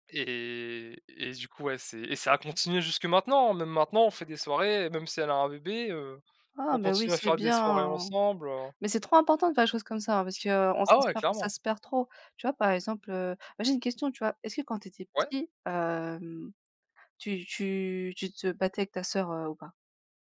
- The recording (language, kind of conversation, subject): French, unstructured, Quel est ton meilleur souvenir d’enfance ?
- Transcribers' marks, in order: none